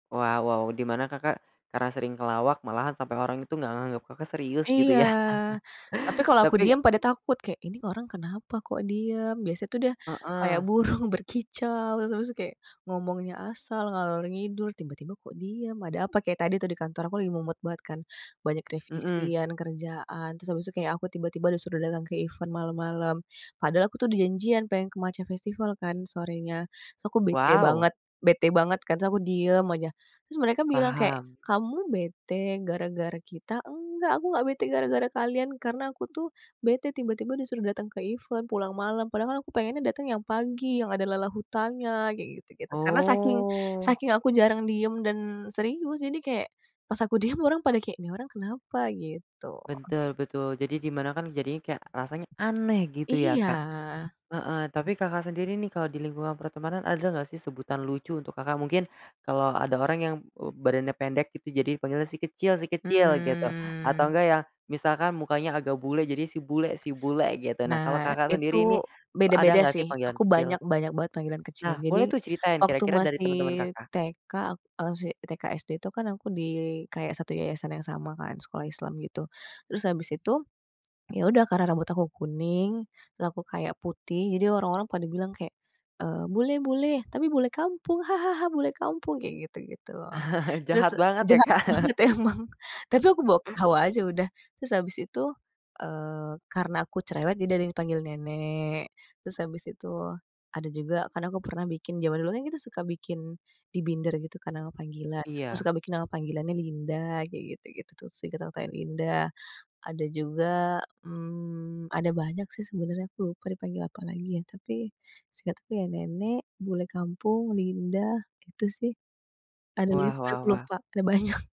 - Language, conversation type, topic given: Indonesian, podcast, Apa kebiasaan lucu antar saudara yang biasanya muncul saat kalian berkumpul?
- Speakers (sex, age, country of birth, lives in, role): female, 30-34, Indonesia, Indonesia, guest; male, 20-24, Indonesia, Indonesia, host
- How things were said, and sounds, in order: chuckle; laughing while speaking: "burung"; in English: "event"; in English: "event"; drawn out: "Oh"; laughing while speaking: "diem"; drawn out: "Mmm"; chuckle; chuckle; in English: "jahat banget emang"; laugh; "panggil" said as "tanggil"; tapping; laughing while speaking: "banyak"